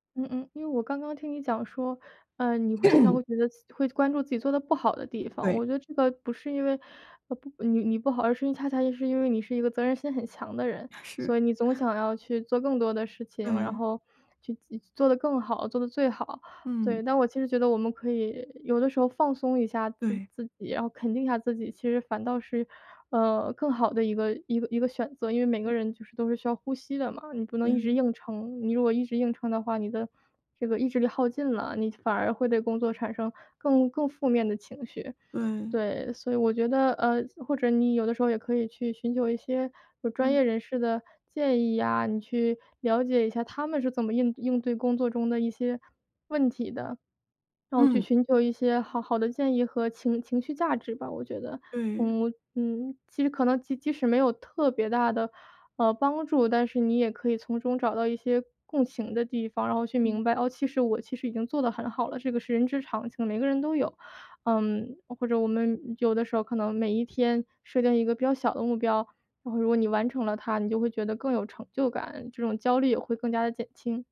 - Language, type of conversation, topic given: Chinese, advice, 我怎样才能接受焦虑是一种正常的自然反应？
- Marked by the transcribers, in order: throat clearing; chuckle; other background noise